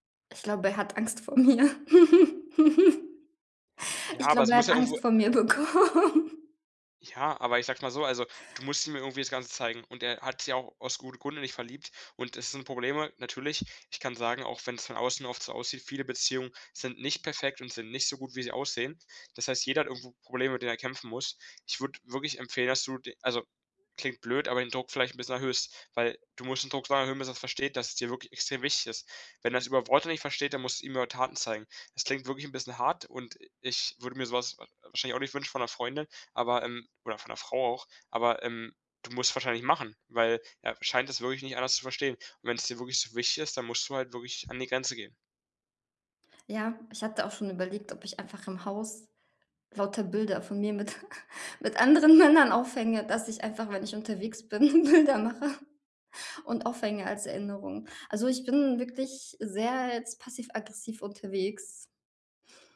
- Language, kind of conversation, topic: German, advice, Wie können wir wiederkehrende Streits über Kleinigkeiten endlich lösen?
- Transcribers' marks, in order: laughing while speaking: "mir"; giggle; laughing while speaking: "bekommen"; laugh; laughing while speaking: "anderen Männern"; laughing while speaking: "Bilder mache"